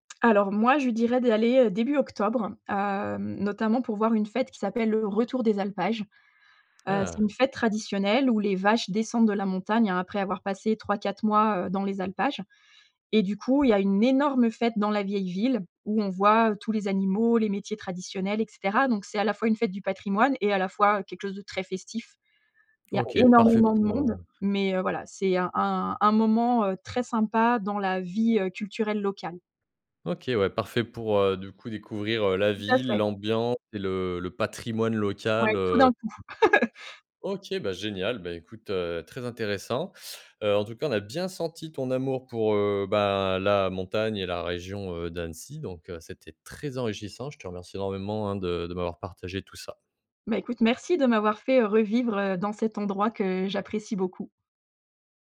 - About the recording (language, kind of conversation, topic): French, podcast, Quel endroit recommandes-tu à tout le monde, et pourquoi ?
- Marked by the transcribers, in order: tapping; other background noise; other noise; chuckle